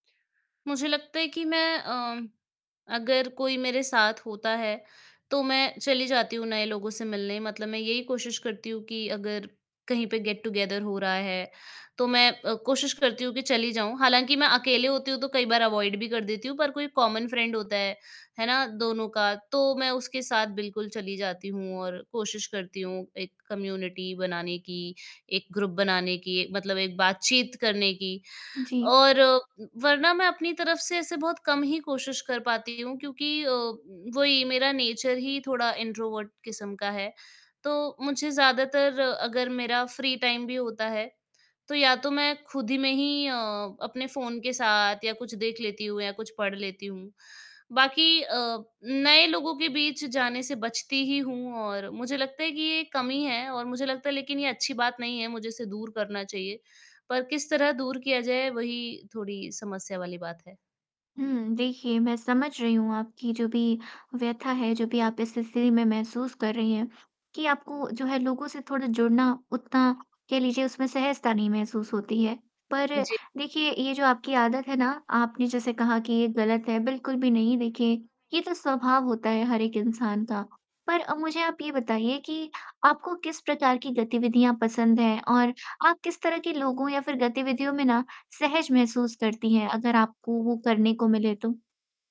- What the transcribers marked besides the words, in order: static; in English: "गेट टुगेदर"; in English: "अवॉइड"; in English: "कॉमन फ्रेंड"; in English: "कम्युनिटी"; in English: "ग्रुप"; distorted speech; in English: "नेचर"; in English: "इंट्रोवर्ट"; in English: "फ्री टाइम"; other background noise
- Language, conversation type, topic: Hindi, advice, नए स्थान पर समुदाय बनाने में आपको किन कठिनाइयों का सामना करना पड़ रहा है?